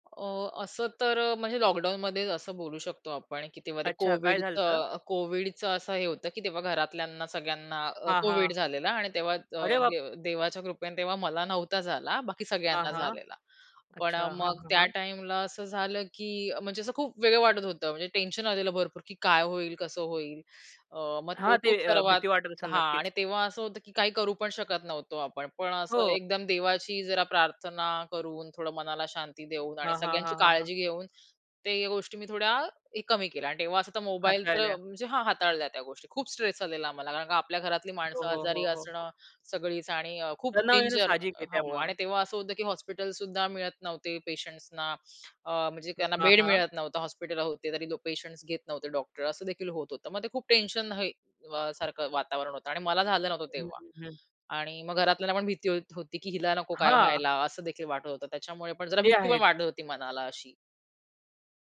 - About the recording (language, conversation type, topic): Marathi, podcast, तणाव कमी करण्यासाठी तुम्ही कोणते सोपे मार्ग वापरता?
- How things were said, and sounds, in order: "झालं होतं" said as "झालतं"; other background noise; surprised: "अरे बाप!"; tapping